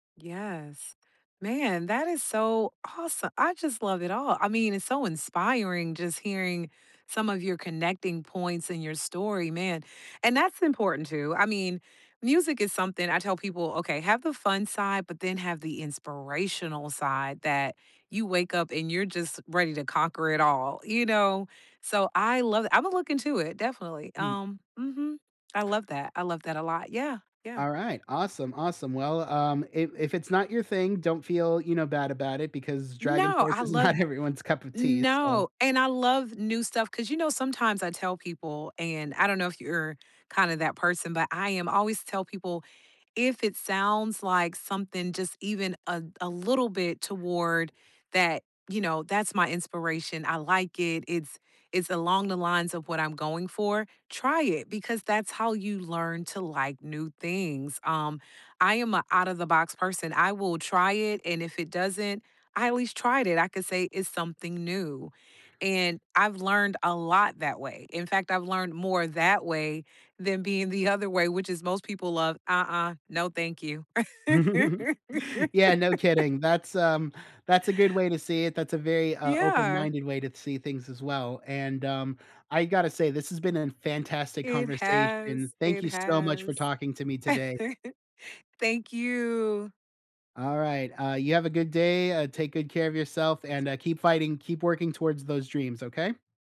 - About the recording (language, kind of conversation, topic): English, unstructured, What’s the most rewarding part of working toward a dream?
- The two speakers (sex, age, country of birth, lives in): female, 40-44, United States, United States; male, 35-39, Venezuela, United States
- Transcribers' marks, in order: stressed: "inspirational"; laughing while speaking: "not"; chuckle; laugh; chuckle; drawn out: "you"; other background noise; unintelligible speech